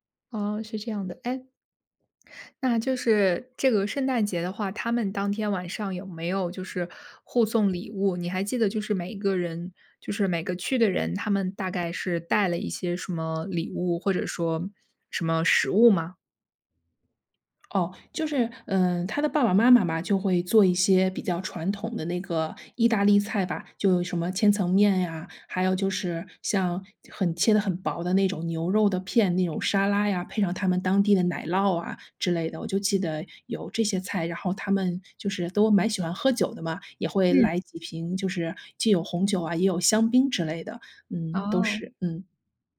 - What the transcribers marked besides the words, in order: none
- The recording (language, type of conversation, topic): Chinese, podcast, 你能讲讲一次与当地家庭共进晚餐的经历吗？